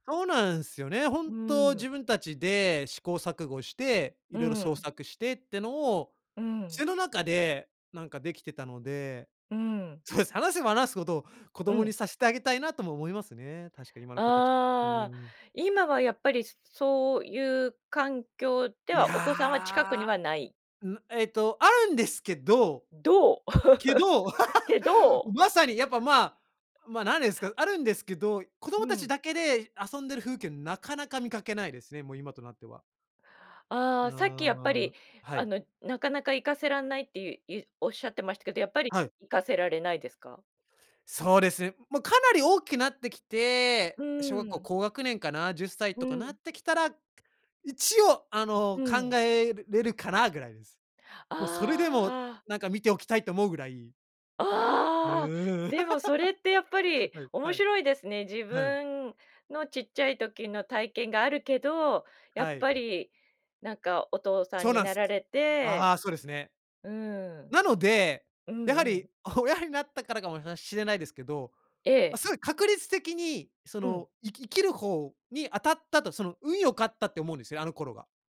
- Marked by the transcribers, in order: laugh; laugh; laugh; chuckle; other background noise
- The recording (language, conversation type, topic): Japanese, podcast, 子どもの頃に体験した自然の中での出来事で、特に印象に残っているのは何ですか？